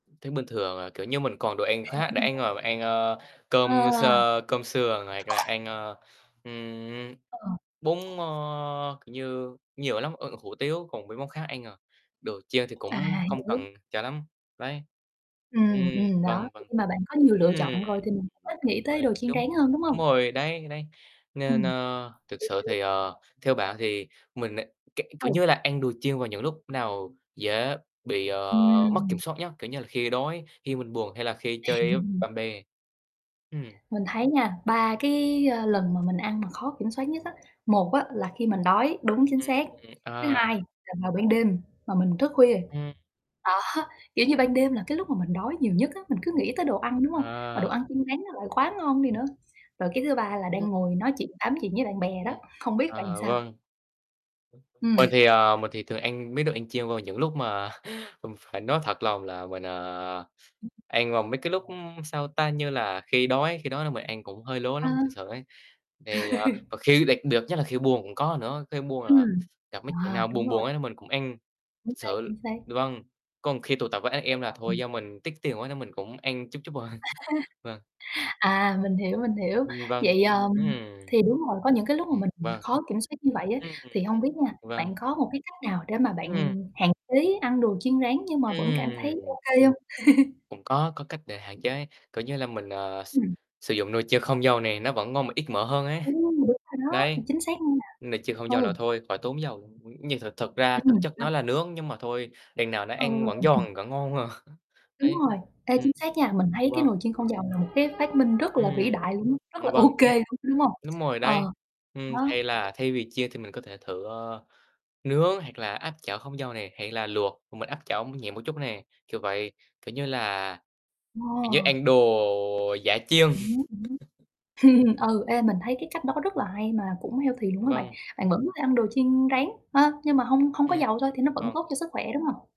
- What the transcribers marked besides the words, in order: chuckle; other background noise; distorted speech; mechanical hum; chuckle; laughing while speaking: "đó"; chuckle; chuckle; laugh; laughing while speaking: "À"; laughing while speaking: "thôi"; chuckle; chuckle; chuckle; horn; laughing while speaking: "ô kê"; tapping; chuckle; in English: "healthy"
- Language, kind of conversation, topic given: Vietnamese, unstructured, Bạn nghĩ gì về việc ăn quá nhiều đồ chiên rán?